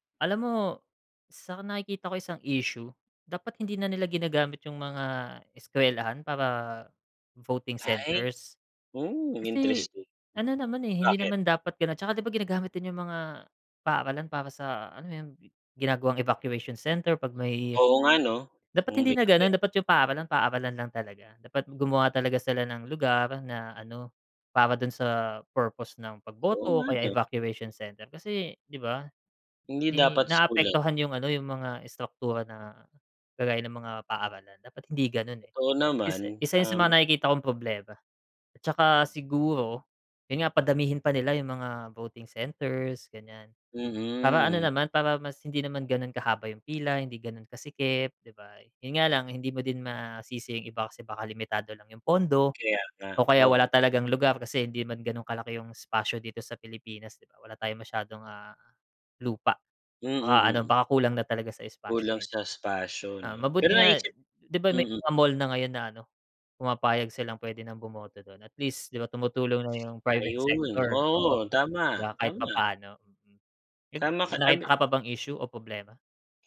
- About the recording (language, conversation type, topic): Filipino, unstructured, Ano ang palagay mo sa sistema ng halalan sa bansa?
- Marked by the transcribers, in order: other background noise; unintelligible speech